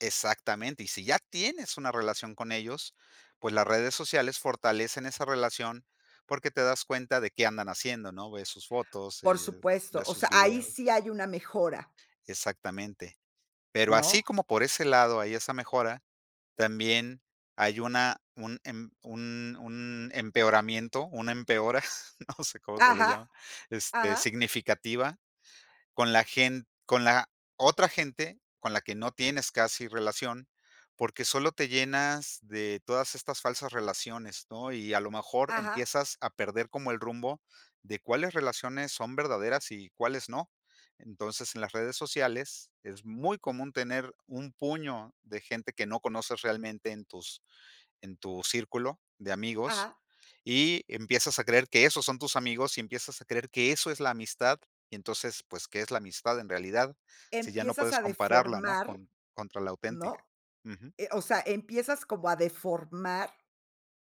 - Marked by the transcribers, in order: chuckle
- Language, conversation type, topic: Spanish, podcast, ¿Cómo cambian las redes sociales nuestra forma de relacionarnos?